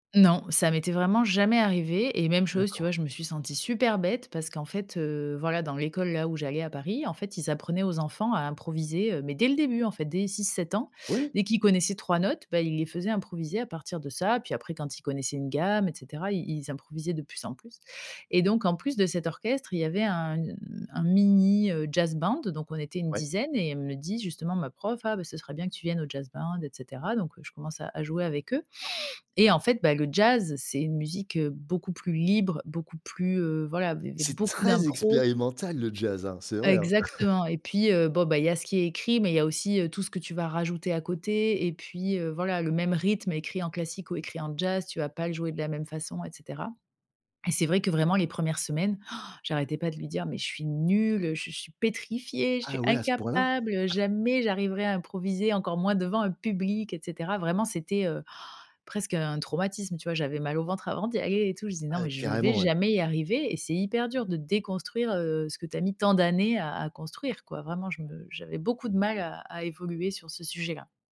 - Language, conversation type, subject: French, podcast, Comment tes goûts musicaux ont-ils évolué avec le temps ?
- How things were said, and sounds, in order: stressed: "très"; chuckle; chuckle